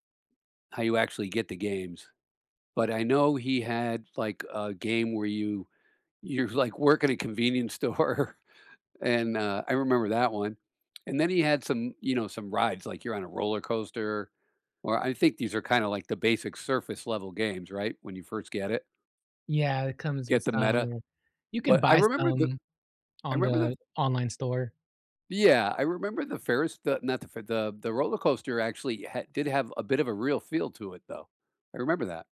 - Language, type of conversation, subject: English, unstructured, What is your favorite way to use technology for fun?
- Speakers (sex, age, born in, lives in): male, 40-44, United States, United States; male, 65-69, United States, United States
- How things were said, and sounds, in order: laughing while speaking: "store"; tapping